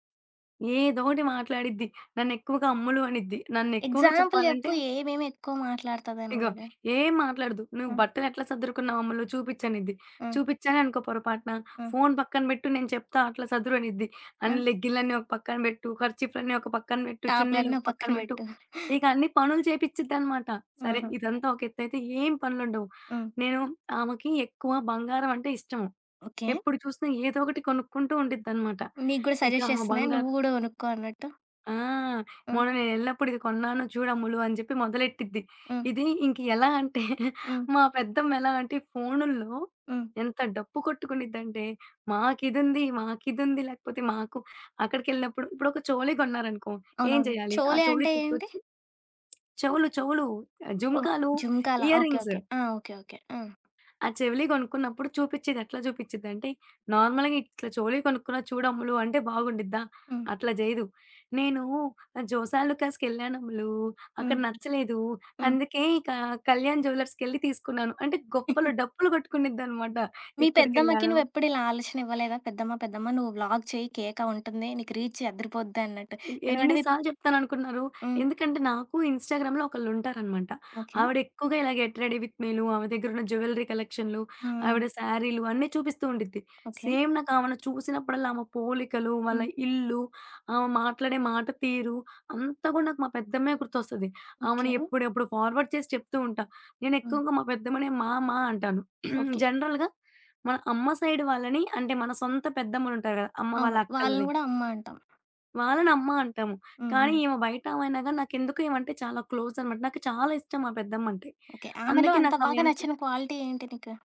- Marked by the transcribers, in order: in English: "ఎగ్జాంపుల్"; in English: "సజెస్ట్"; giggle; other background noise; in English: "ఇయరింగ్స్"; in English: "నార్మల్‌గా"; giggle; in English: "వ్లాగ్"; in English: "రీచ్"; in English: "ఇన్స్‌టాగ్రామ్‌లో"; in English: "గేట్ రెడి విత్"; in English: "జ్యువెలరీ"; in English: "సేమ్"; in English: "ఫార్వర్డ్"; throat clearing; in English: "జనరల్‌గా"; in English: "సైడ్"; in English: "క్లోజ్"; in English: "క్వాలిటీ"
- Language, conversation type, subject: Telugu, podcast, ఫోన్‌లో మాట్లాడేటప్పుడు నిజంగా శ్రద్ధగా ఎలా వినాలి?